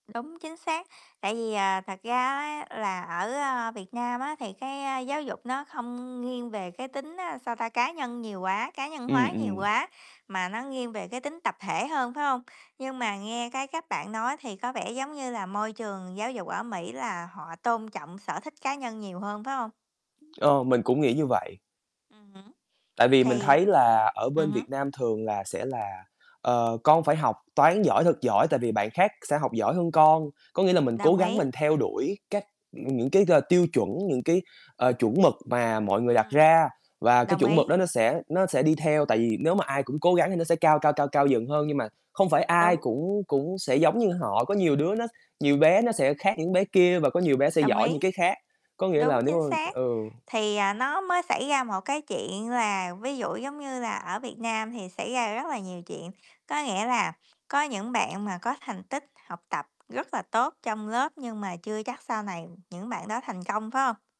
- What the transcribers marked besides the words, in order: other background noise; static; tapping; distorted speech
- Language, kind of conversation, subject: Vietnamese, unstructured, Nếu bạn có thể thay đổi một điều ở trường học của mình, bạn sẽ thay đổi điều gì?